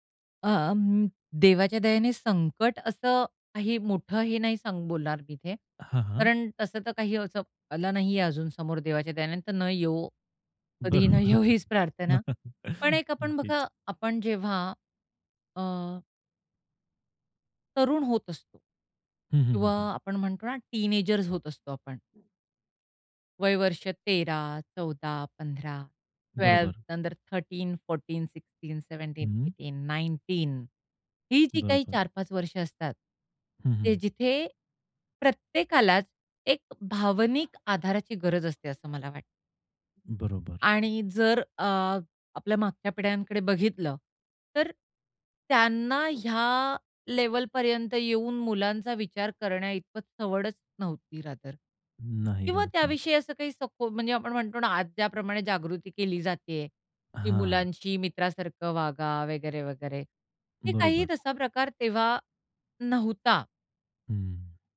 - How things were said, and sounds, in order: tapping; laughing while speaking: "बरोबर"; laughing while speaking: "न येवो हीच"; chuckle; other background noise; in English: "थर्टीन फोर्टीन सिक्सटीन सेवेंटीन एटीन नाइनटीन"; in English: "रादर"
- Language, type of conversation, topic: Marathi, podcast, कुटुंब आणि मित्र यांमधला आधार कसा वेगळा आहे?